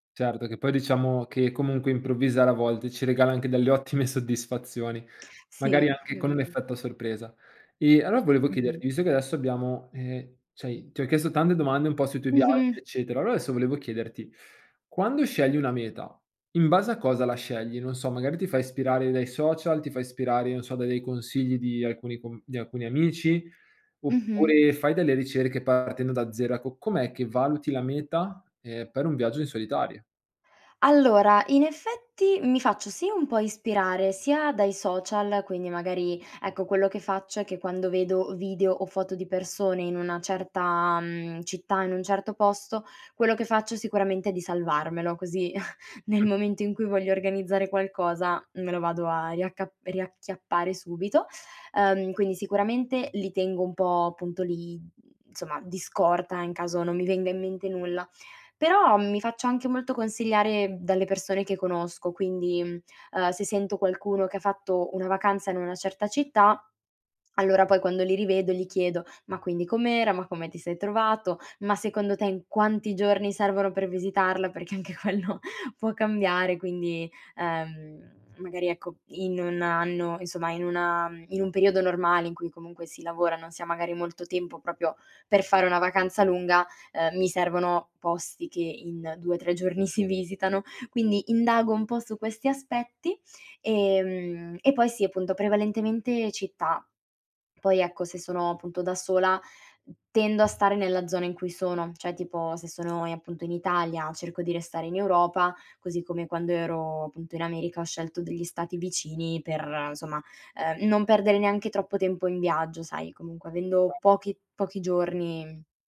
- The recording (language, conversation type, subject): Italian, podcast, Come ti prepari prima di un viaggio in solitaria?
- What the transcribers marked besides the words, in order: chuckle; "cioè" said as "cei"; chuckle; other background noise; laughing while speaking: "perché anche quello"; "proprio" said as "propio"; "cioè" said as "ceh"; background speech